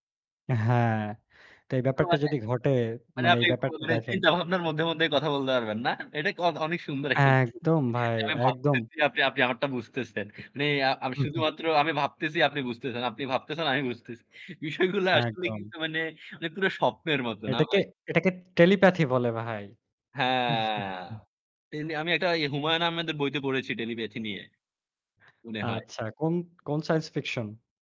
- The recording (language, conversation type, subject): Bengali, unstructured, প্রযুক্তি কীভাবে আমাদের যোগাযোগের ধরন পরিবর্তন করছে?
- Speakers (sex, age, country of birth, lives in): male, 20-24, Bangladesh, Bangladesh; male, 20-24, Bangladesh, Bangladesh
- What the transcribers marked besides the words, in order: static; drawn out: "হ্যাঁ"; chuckle